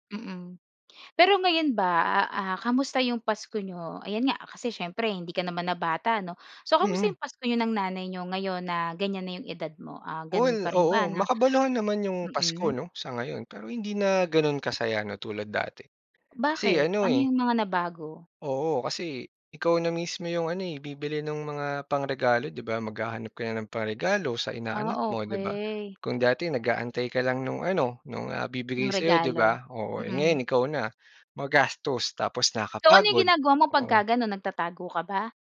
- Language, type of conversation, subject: Filipino, podcast, Anong tradisyon ang pinakamakabuluhan para sa iyo?
- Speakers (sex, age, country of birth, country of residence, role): female, 25-29, Philippines, Philippines, host; male, 30-34, Philippines, Philippines, guest
- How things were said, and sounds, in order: gasp; other background noise